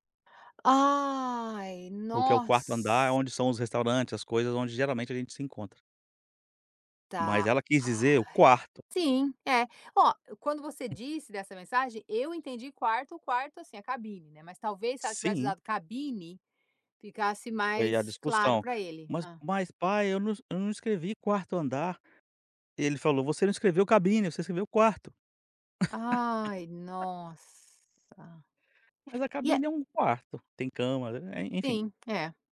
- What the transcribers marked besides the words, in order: drawn out: "Ai"; tapping; laugh; drawn out: "nossa!"; other background noise
- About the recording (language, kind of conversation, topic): Portuguese, podcast, Você já interpretou mal alguma mensagem de texto? O que aconteceu?